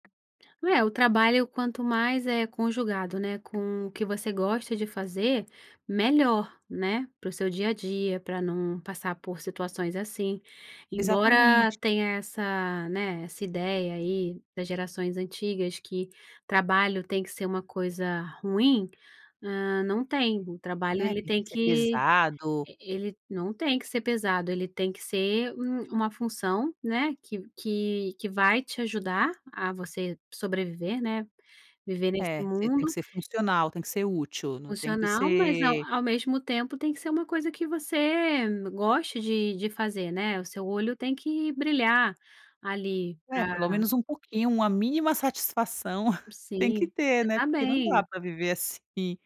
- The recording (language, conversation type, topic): Portuguese, podcast, Quando você percebeu que estava perto do esgotamento profissional?
- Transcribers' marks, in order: chuckle; laughing while speaking: "assim"